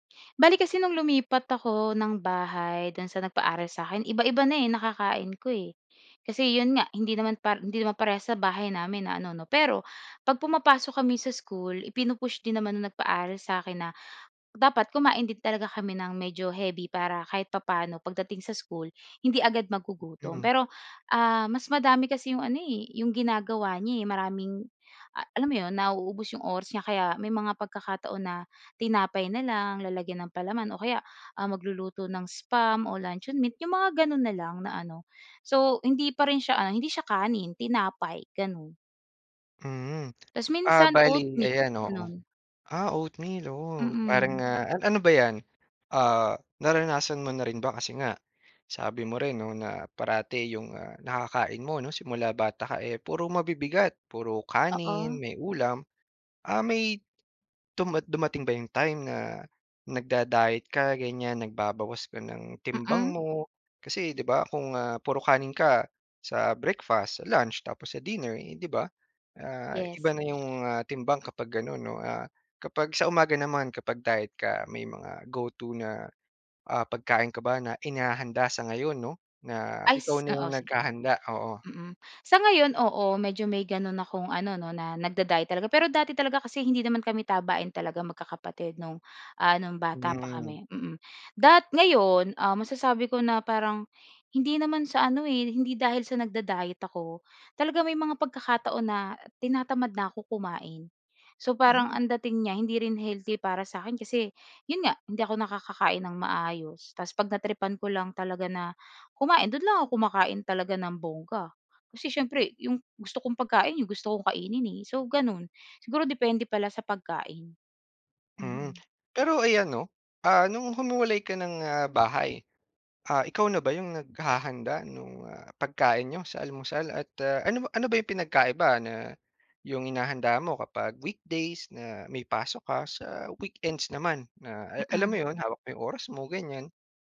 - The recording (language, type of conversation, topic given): Filipino, podcast, Ano ang karaniwang almusal ninyo sa bahay?
- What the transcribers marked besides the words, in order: other noise; tapping